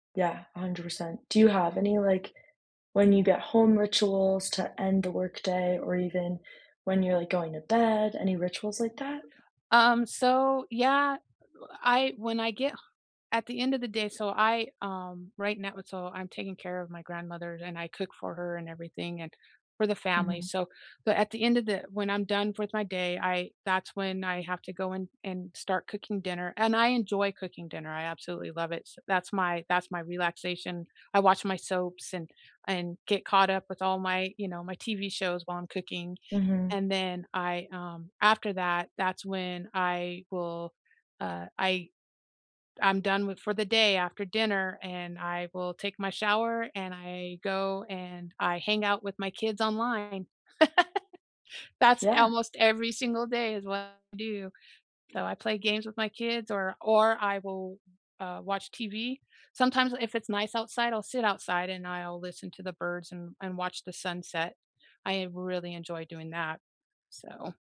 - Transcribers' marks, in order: other background noise; laugh
- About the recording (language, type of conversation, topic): English, unstructured, How do you and your team build a strong office culture while working remotely and still getting things done?
- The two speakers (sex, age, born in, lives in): female, 20-24, United States, United States; female, 50-54, United States, United States